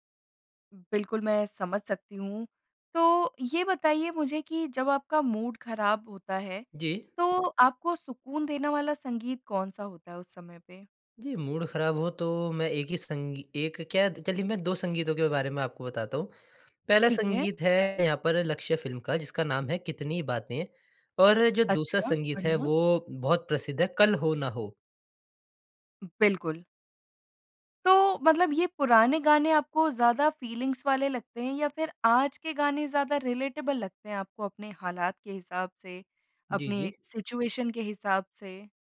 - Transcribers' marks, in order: in English: "मूड"; in English: "मूड"; in English: "फ़ीलिंग्स"; in English: "रिलेटेबल"; in English: "सिचुएशन"
- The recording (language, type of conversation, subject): Hindi, podcast, तुम्हारी संगीत पसंद में सबसे बड़ा बदलाव कब आया?